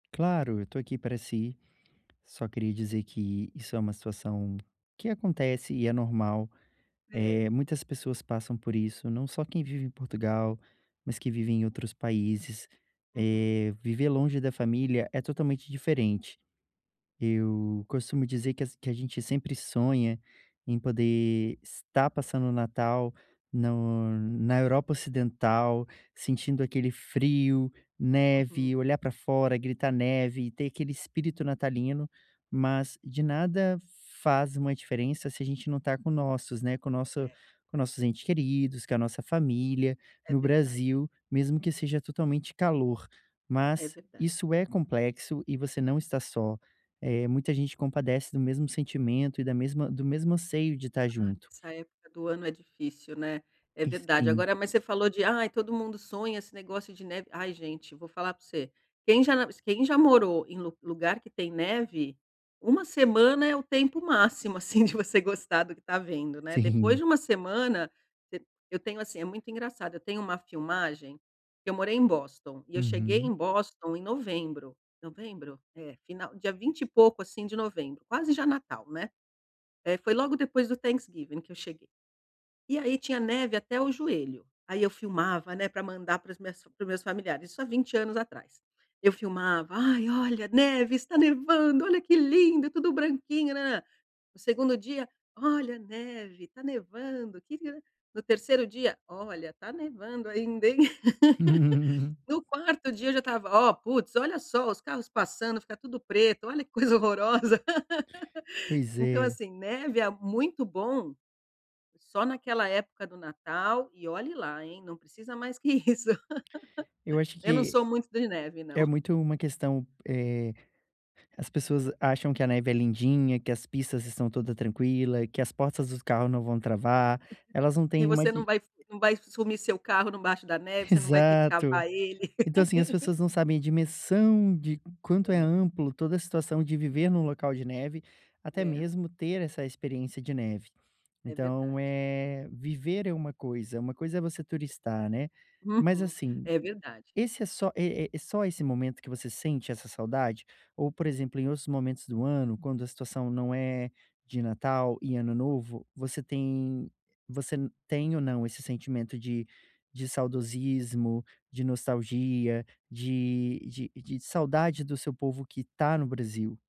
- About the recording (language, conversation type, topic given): Portuguese, advice, O que devo fazer quando a nostalgia aparece de surpresa e traz emoções inesperadas?
- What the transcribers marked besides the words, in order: tapping; in English: "Thanksgiving"; chuckle; laugh; laugh; laugh; chuckle; laugh